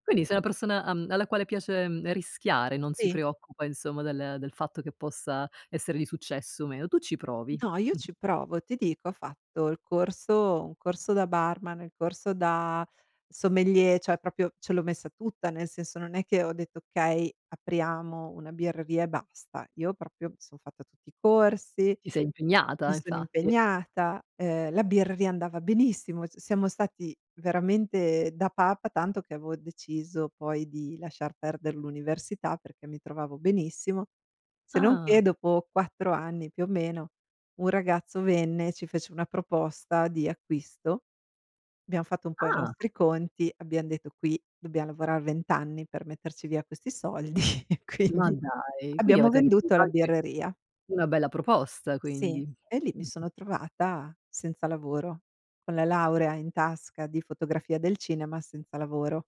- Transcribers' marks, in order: chuckle; other background noise
- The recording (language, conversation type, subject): Italian, podcast, Quali consigli daresti a chi vuole cambiare carriera?